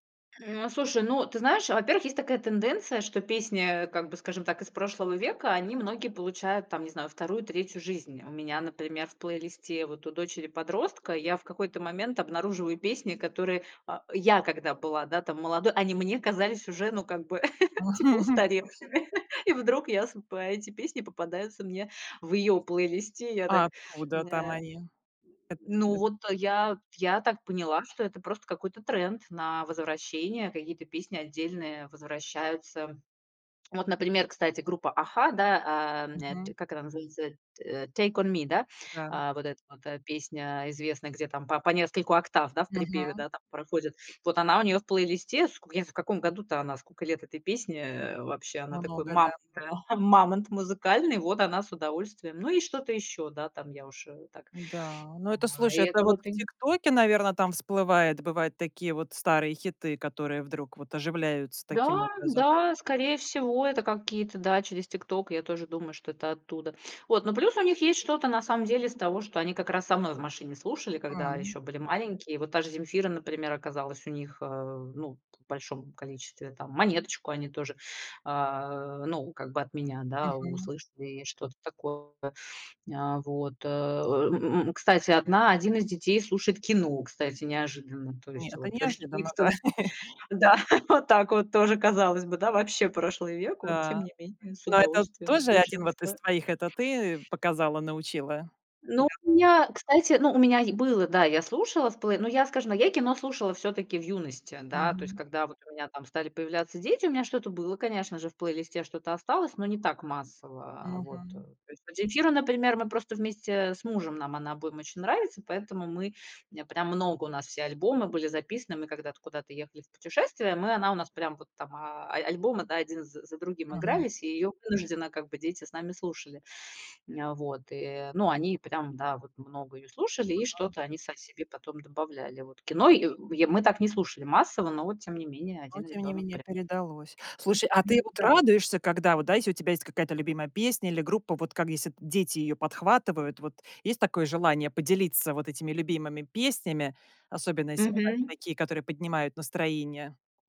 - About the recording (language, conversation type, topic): Russian, podcast, Какая музыка поднимает тебе настроение?
- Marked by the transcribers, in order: chuckle; laugh; unintelligible speech; tapping; other background noise; chuckle; laugh; laughing while speaking: "с Фифтом"; laugh; unintelligible speech; other noise